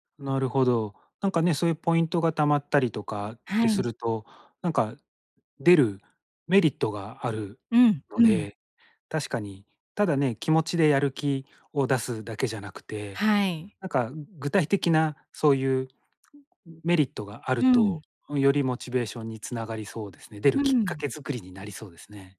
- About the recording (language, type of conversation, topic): Japanese, advice, モチベーションを取り戻して、また続けるにはどうすればいいですか？
- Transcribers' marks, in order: other noise